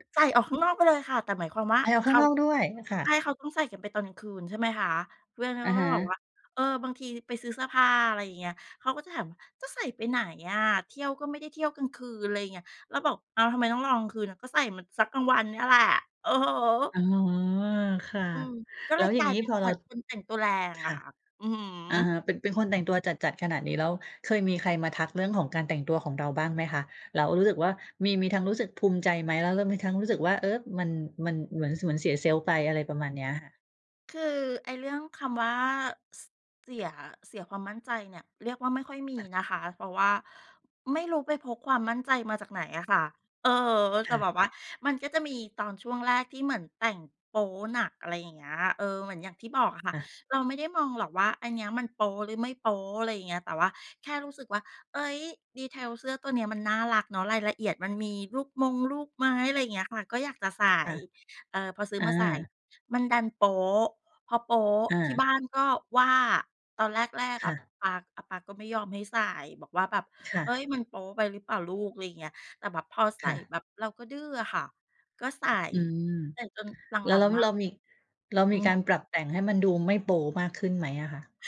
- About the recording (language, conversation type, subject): Thai, podcast, สไตล์การแต่งตัวที่ทำให้คุณรู้สึกว่าเป็นตัวเองเป็นแบบไหน?
- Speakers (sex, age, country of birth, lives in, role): female, 45-49, Thailand, Thailand, host; female, 55-59, Thailand, Thailand, guest
- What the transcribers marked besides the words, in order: other background noise